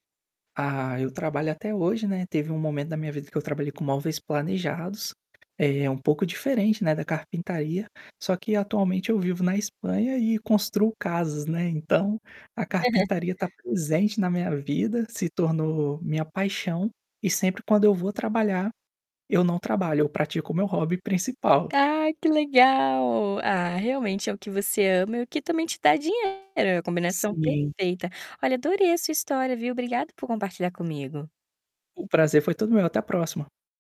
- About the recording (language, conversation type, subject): Portuguese, podcast, Quando você percebeu qual era a sua paixão?
- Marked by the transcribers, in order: other background noise; chuckle; joyful: "Ah que legal"; distorted speech